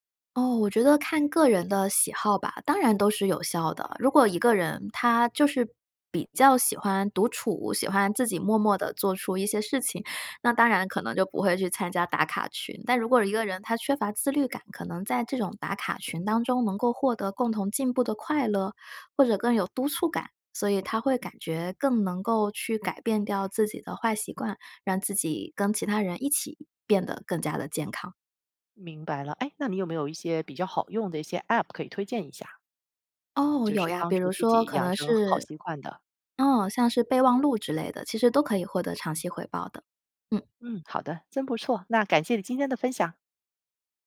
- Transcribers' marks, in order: other background noise
- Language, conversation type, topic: Chinese, podcast, 有哪些小习惯能带来长期回报？